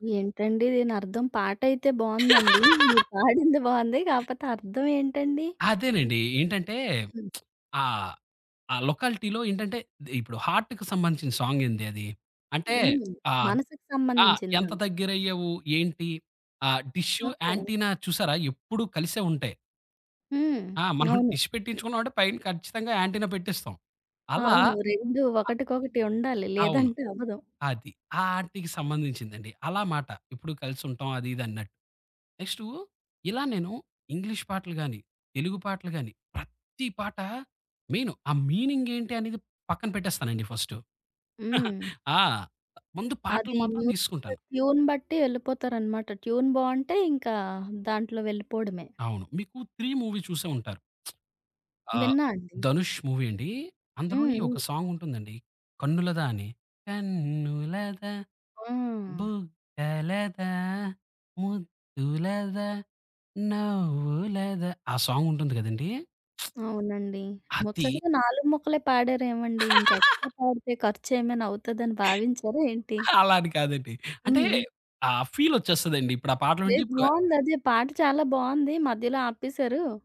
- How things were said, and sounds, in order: laugh; other background noise; lip smack; in English: "లొకాలిటీలో"; in English: "హార్ట్‌కి"; in English: "సాంగ్"; tapping; in English: "ఆంటిన్నా"; in English: "డిష్"; in English: "యాంటీనా"; in English: "మెయిన్"; chuckle; in English: "మ్యూజిక్ ట్యూన్"; in English: "ట్యూన్"; in English: "మూవీ"; lip smack; in English: "మూవీ"; singing: "కన్నులదా బుగ్గలదా ముద్దులదా నవ్వులదా"; lip smack; laugh; in English: "ఎక్స్ట్రా"; laughing while speaking: "అలా అని"
- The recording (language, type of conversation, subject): Telugu, podcast, నువ్వు ఇతరులతో పంచుకునే పాటల జాబితాను ఎలా ప్రారంభిస్తావు?